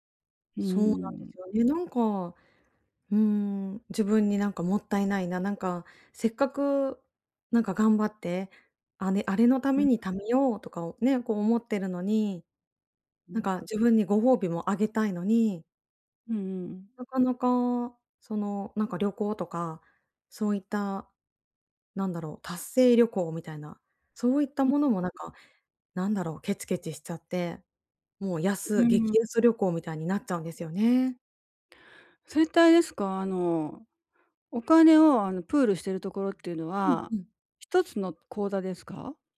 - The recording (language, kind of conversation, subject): Japanese, advice, 内面と行動のギャップをどうすれば埋められますか？
- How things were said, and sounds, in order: other background noise; in English: "プール"